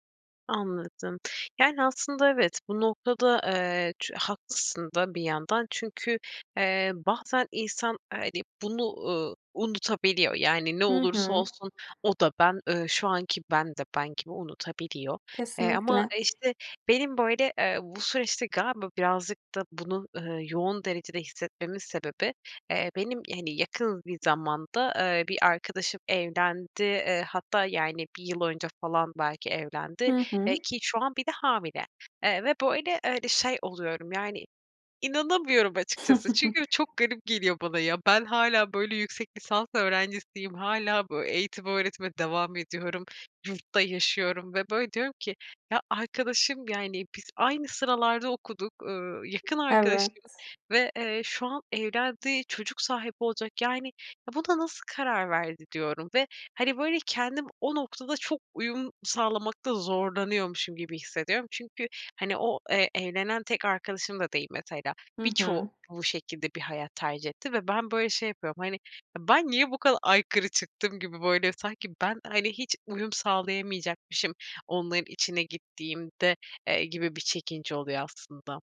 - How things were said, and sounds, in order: background speech; other background noise; chuckle; tapping
- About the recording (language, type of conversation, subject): Turkish, advice, Hayat evrelerindeki farklılıklar yüzünden arkadaşlıklarımda uyum sağlamayı neden zor buluyorum?